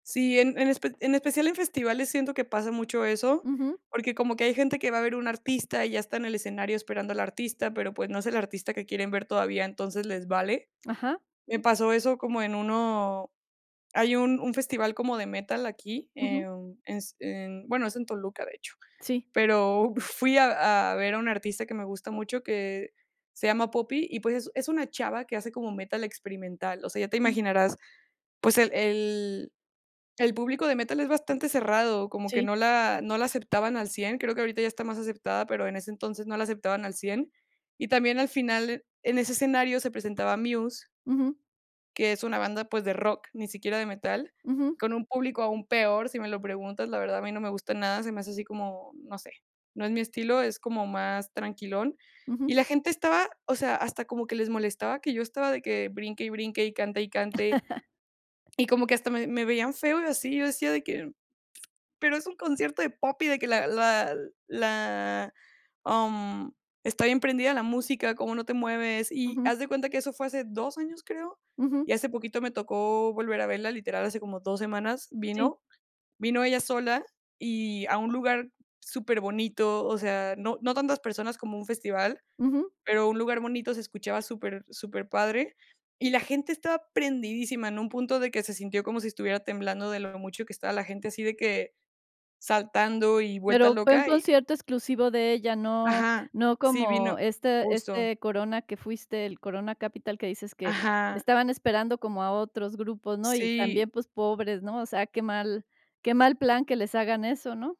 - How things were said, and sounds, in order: chuckle; chuckle
- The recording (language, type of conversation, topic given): Spanish, podcast, ¿Cómo influye el público en tu experiencia musical?